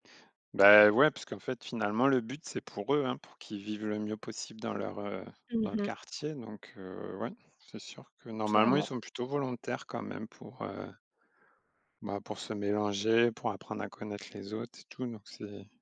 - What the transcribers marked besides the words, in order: none
- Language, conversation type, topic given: French, podcast, Comment peut-on bâtir des ponts entre des cultures différentes dans un même quartier ?